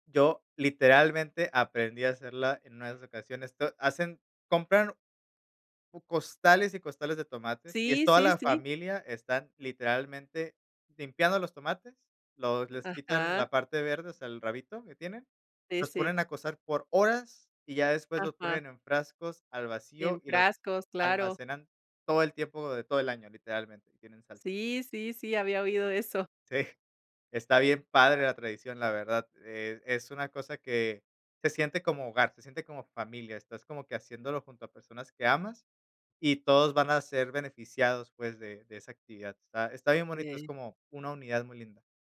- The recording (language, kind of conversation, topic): Spanish, podcast, ¿Cómo empiezas cuando quieres probar una receta nueva?
- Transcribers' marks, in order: other background noise; unintelligible speech